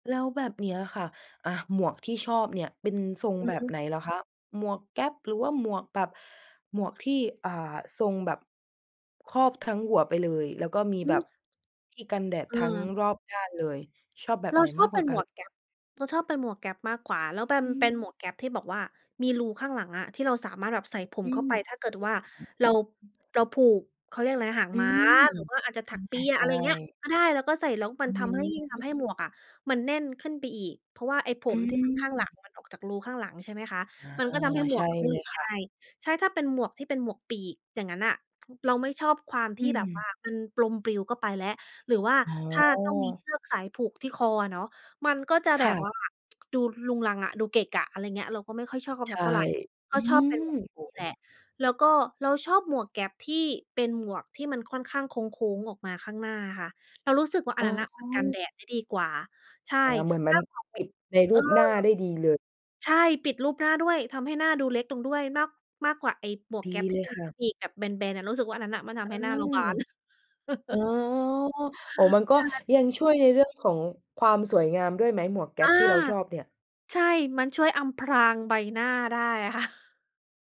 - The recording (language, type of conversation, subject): Thai, podcast, เสื้อผ้าชิ้นโปรดของคุณคือชิ้นไหน และทำไมคุณถึงชอบมัน?
- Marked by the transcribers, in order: tapping; background speech; other background noise; tsk; "ลม" said as "ปลม"; tsk; laugh; laughing while speaking: "ค่ะ"